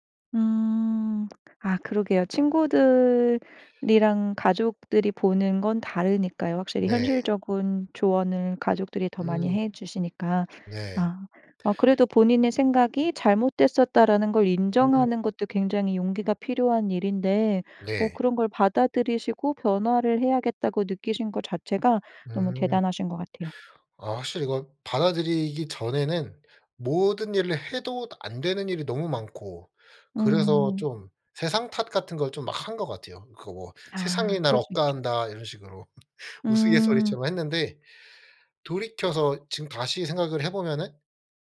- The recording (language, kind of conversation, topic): Korean, podcast, 피드백을 받을 때 보통 어떻게 반응하시나요?
- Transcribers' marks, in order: "현실적인" said as "현실적은"; other background noise; laugh